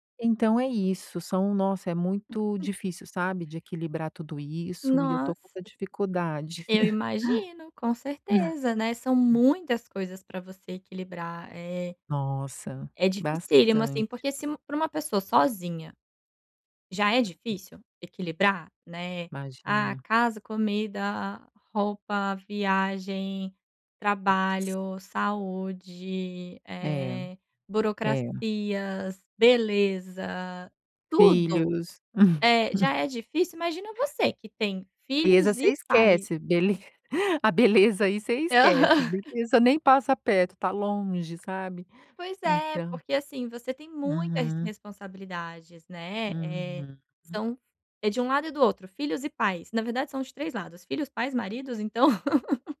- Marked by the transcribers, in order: tapping; other background noise; laugh; stressed: "muitas"; chuckle; laughing while speaking: "Bele a beleza aí você esquece"; laughing while speaking: "Aham"; laugh
- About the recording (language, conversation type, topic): Portuguese, advice, Como conciliar trabalho, família e novas responsabilidades?